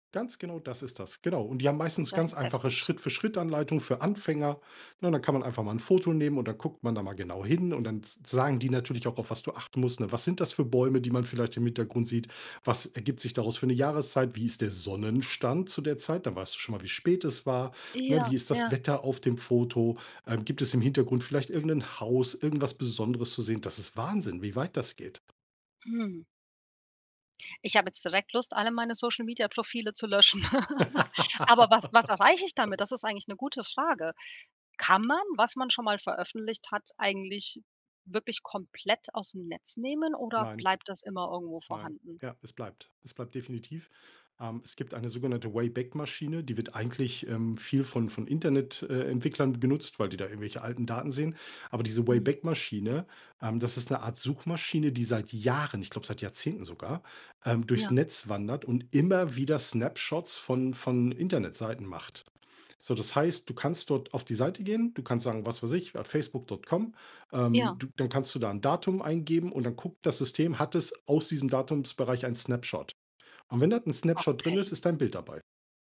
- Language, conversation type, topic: German, podcast, Was ist dir wichtiger: Datenschutz oder Bequemlichkeit?
- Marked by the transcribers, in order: anticipating: "Sonnenstand"; laugh; stressed: "Jahren"